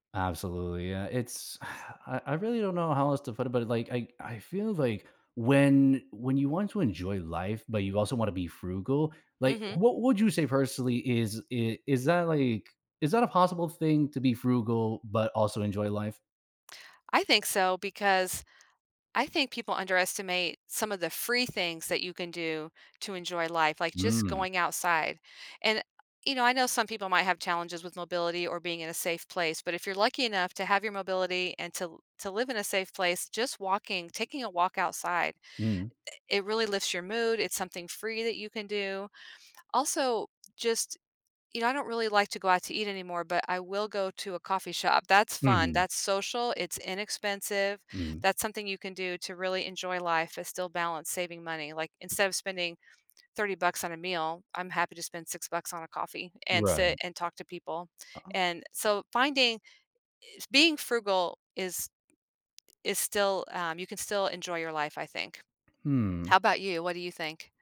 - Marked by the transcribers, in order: sigh; other background noise; background speech; tapping
- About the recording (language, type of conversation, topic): English, unstructured, How do you balance saving money and enjoying life?
- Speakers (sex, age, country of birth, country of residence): female, 55-59, United States, United States; male, 25-29, Colombia, United States